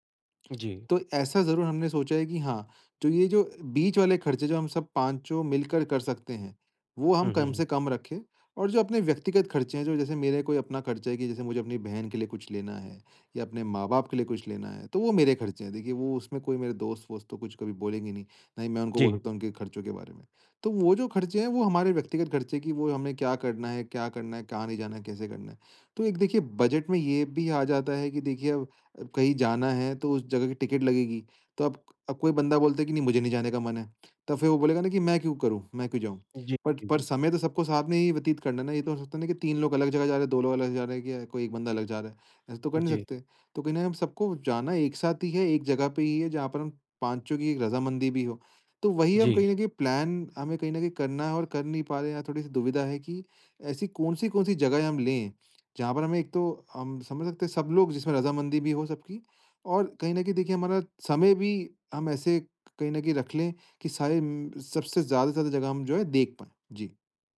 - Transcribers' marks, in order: in English: "बट"; in English: "प्लान"
- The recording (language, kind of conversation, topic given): Hindi, advice, सीमित समय में मैं अधिक स्थानों की यात्रा कैसे कर सकता/सकती हूँ?